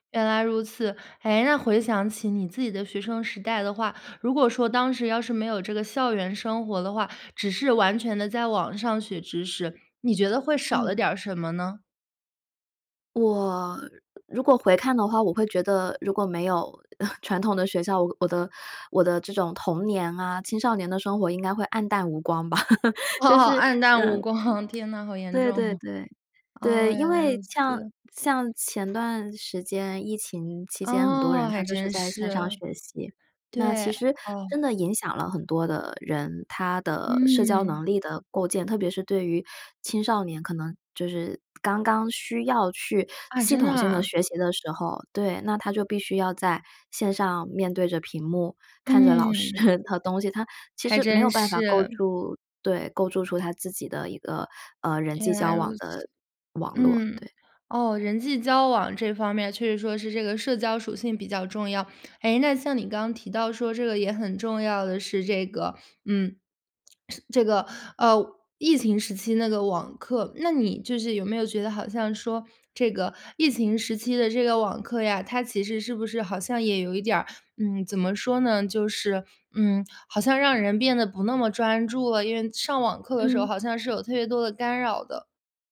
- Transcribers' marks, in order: chuckle; laughing while speaking: "哦"; laughing while speaking: "吧"; laugh; laughing while speaking: "光"; other background noise; laughing while speaking: "重"; surprised: "啊，真的啊？"; chuckle; swallow
- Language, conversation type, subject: Chinese, podcast, 未来的学习还需要传统学校吗？